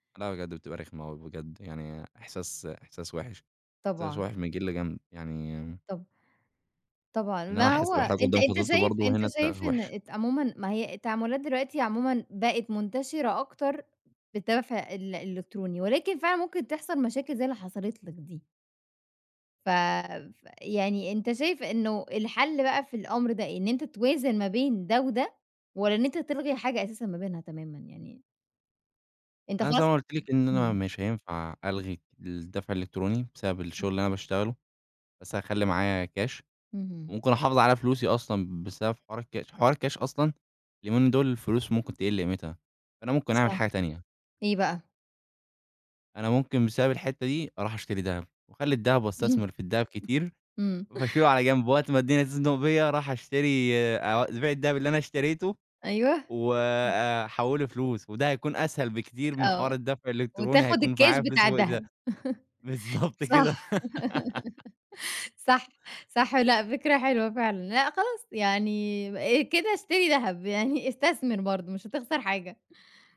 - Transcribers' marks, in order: other noise; chuckle; chuckle; laugh; laughing while speaking: "بالضبط كده"; laugh
- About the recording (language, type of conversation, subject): Arabic, podcast, إيه رأيك في الدفع الإلكتروني بدل الكاش؟